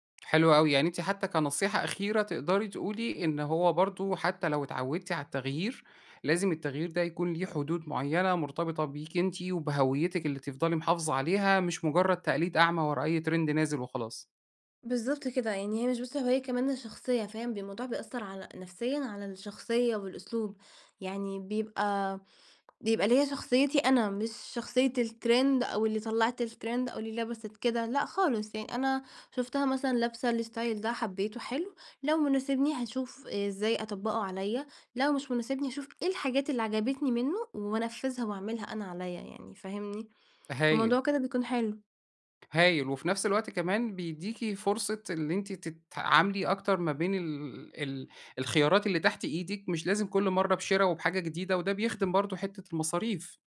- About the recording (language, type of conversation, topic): Arabic, podcast, إيه نصيحتك للي عايز يغيّر ستايله بس خايف يجرّب؟
- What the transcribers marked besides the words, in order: in English: "ترند"; in English: "الترند"; in English: "الترند"; in English: "الاستايل"